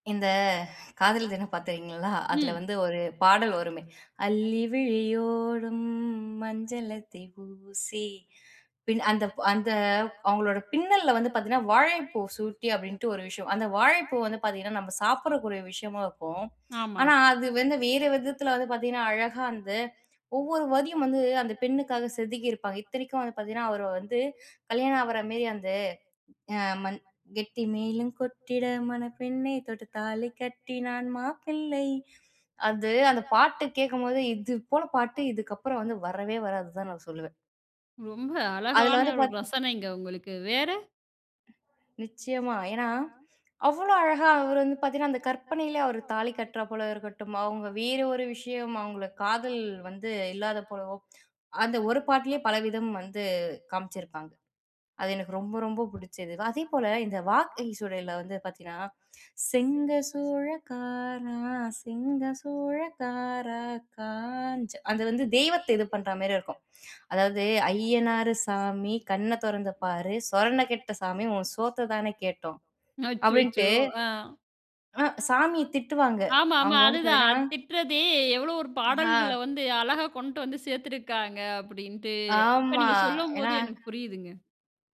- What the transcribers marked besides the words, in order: singing: "அள்ளிவிழியோரம் மஞ்சளத்தை ஊசி"; "சாப்பிடக்கூடிய" said as "சாப்பிட்றக்கூடிய"; tongue click; "ஆகிறமாரி" said as "ஆவுறமேரி"; singing: "கெட்டி மேளம் கொட்டிட மணப் பெண்ணே! தொட்டு தாலி கட்டினான் மாப்பிள்ளை"; other background noise; singing: "செங்க சூழகாரா! செங்க சூழகார காரா! காஞ்ச"; singing: "அய்யனாரு சாமி கண்ண தொறந்து பாரு, சொரண கெட்ட சாமி, உன் சோத்த தானே கேட்டோம்"
- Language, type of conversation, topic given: Tamil, podcast, உங்கள் வாழ்க்கைக்கான பின்னணிப் பாடலாக நினைக்கும் பாடல் எது?